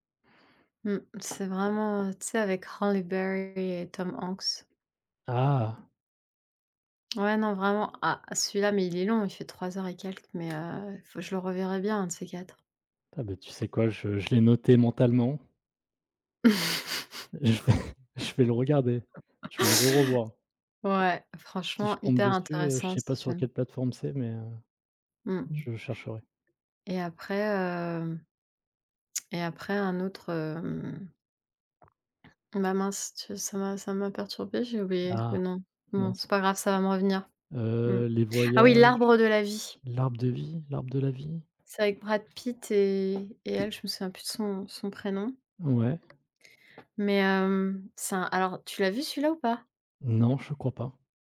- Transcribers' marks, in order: tapping; other background noise; laugh; laughing while speaking: "Ouais"; laugh; laughing while speaking: "je vais"; swallow
- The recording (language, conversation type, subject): French, unstructured, Pourquoi les films sont-ils importants dans notre culture ?